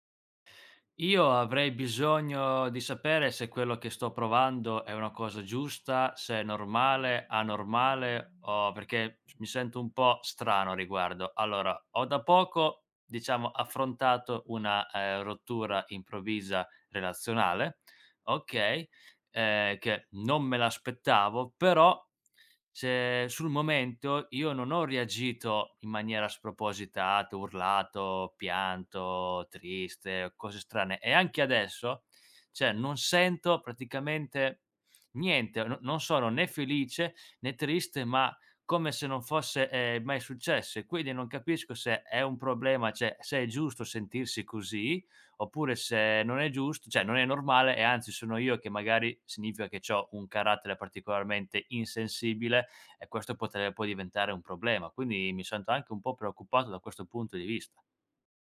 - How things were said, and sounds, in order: other background noise; "cioè" said as "ceh"; "cioè" said as "ceh"; "cioè" said as "ceh"; "cioè" said as "ceh"; "significa" said as "signifia"
- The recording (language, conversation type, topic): Italian, advice, Come hai vissuto una rottura improvvisa e lo shock emotivo che ne è seguito?